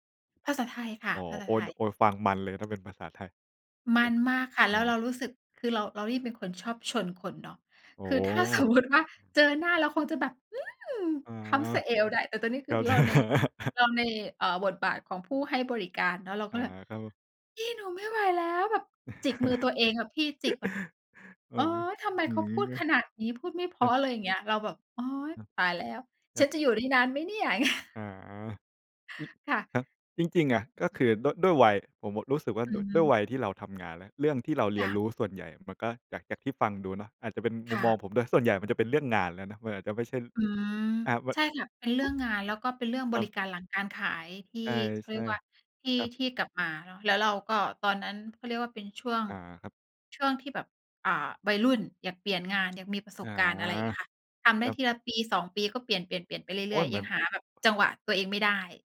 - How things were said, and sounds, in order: laughing while speaking: "ถ้าสมมุติว่า"; laughing while speaking: "เข้าใจ"; laugh; laughing while speaking: "อย่างเงี้ย"; tapping
- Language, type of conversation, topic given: Thai, unstructured, การเรียนรู้ที่สนุกที่สุดในชีวิตของคุณคืออะไร?